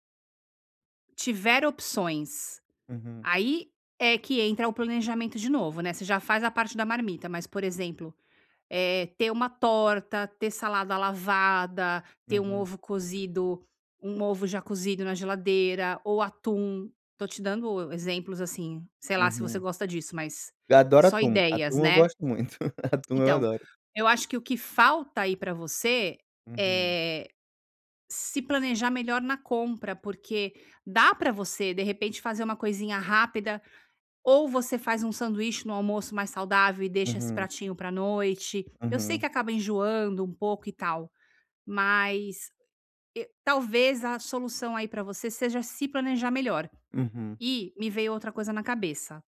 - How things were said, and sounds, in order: laugh
- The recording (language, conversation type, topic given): Portuguese, advice, Como equilibrar a praticidade dos alimentos industrializados com a minha saúde no dia a dia?